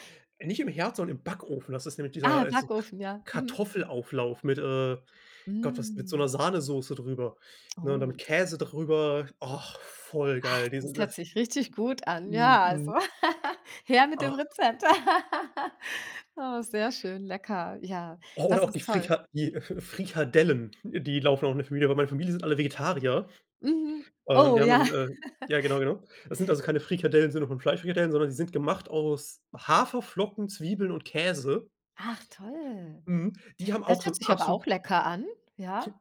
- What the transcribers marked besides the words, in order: other background noise; laugh; tapping; chuckle
- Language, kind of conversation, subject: German, podcast, Welche Gerüche wecken bei dir sofort Erinnerungen?